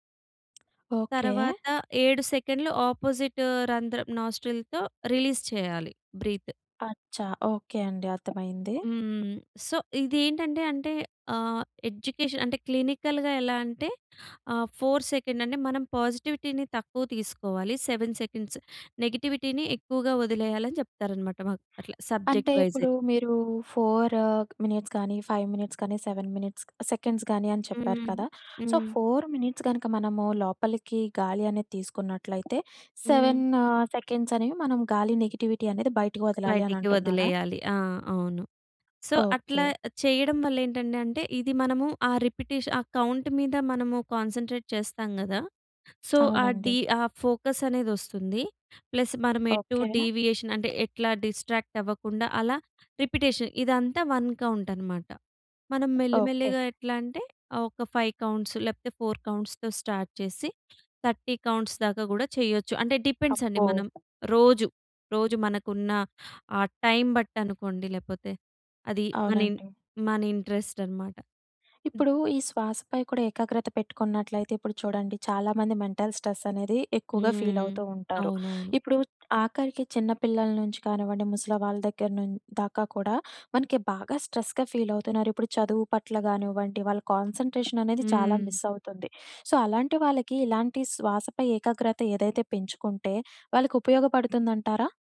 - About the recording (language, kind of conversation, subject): Telugu, podcast, శ్వాసపై దృష్టి పెట్టడం మీకు ఎలా సహాయపడింది?
- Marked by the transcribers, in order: tapping; other noise; other background noise; in English: "నాస్ట్రిల్‌తో రిలీజ్"; in English: "బ్రీత్"; in Hindi: "అచ్చా!"; in English: "సో"; in English: "ఎడ్యుకేషన్"; in English: "క్లినికల్‌గా"; in English: "ఫోర్ సెకండ్"; in English: "పాజిటివిటీని"; in English: "సెవెన్ సెకండ్స్ నెగటివిటీని"; in English: "సబ్జెక్ట్"; in English: "ఫోర్"; in English: "మినిట్స్"; in English: "ఫైవ్ మినిట్స్"; in English: "సెవెన్ మినిట్స్ సెకండ్స్"; in English: "సో, ఫోర్ మినిట్స్"; in English: "సెవెన్"; in English: "నెగటివిటీ"; in English: "సో"; in English: "కౌంట్"; in English: "కాన్సంట్రేట్"; in English: "సో"; in English: "ప్లస్"; in English: "డీవియేషన్"; in English: "రిపిటేషన్"; in English: "వన్"; in English: "ఫైవ్ కౌంట్స్"; in English: "ఫోర్ కౌంట్స్‌తో స్టార్ట్"; in English: "థర్టీ కౌంట్స్"; in English: "మెంటల్"; in English: "స్ట్రెస్‌గా"; in English: "సో"